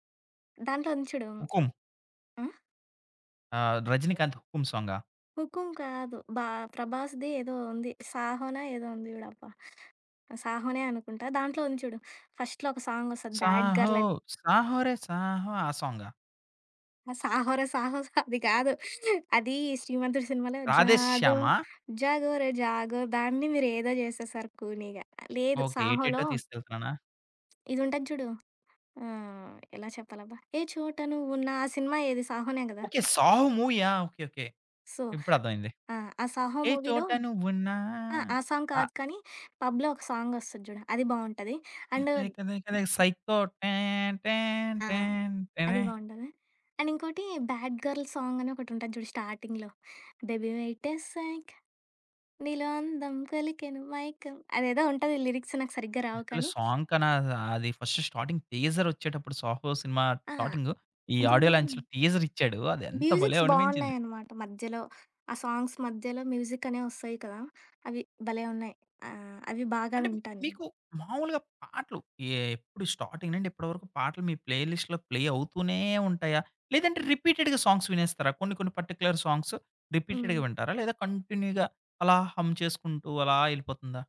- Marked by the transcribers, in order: tapping; other background noise; in English: "ఫస్ట్‌లో"; in English: "సాంగ్"; singing: "సాహో! సాహోరే సాహూ"; laughing while speaking: "ఆ సాహోర సాహో అది కాదు"; singing: "జాగో జాగోర జాగో"; in English: "సో"; in English: "మూవీలో"; singing: "ఏ చోట నువ్వున్న"; in English: "సాంగ్"; in English: "పబ్‌లో"; in English: "సాంగ్"; in English: "అండ్"; humming a tune; in English: "అండ్"; in English: "స్టార్టింగ్‌లో"; singing: "డెబీవయిట్ ఎస్‌సై‌క్ నిలో అందం కొలికెను మైకం"; in English: "లిరిక్స్"; in English: "సాంగ్"; in English: "ఫస్ట్ స్టార్టింగ్ టి‌జ‌ర్"; in English: "స్టార్టింగ్"; in English: "ఆడియో లాంచ్‌లో టిజర్"; in English: "మ్యూజిక్స్"; in English: "సాంగ్స్"; in English: "మ్యూజిక్"; in English: "స్టార్టింగ్"; in English: "ప్లే లిస్ట్‌లో ప్లే"; in English: "రిపీటెడ్‌గా సాంగ్స్"; in English: "పర్టిక్యులర్ సాంగ్స్ రిపీటెడ్‌గా"; in English: "కంటిన్యూగా"; in English: "హమ్"
- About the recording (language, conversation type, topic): Telugu, podcast, నీకు హృదయానికి అత్యంత దగ్గరగా అనిపించే పాట ఏది?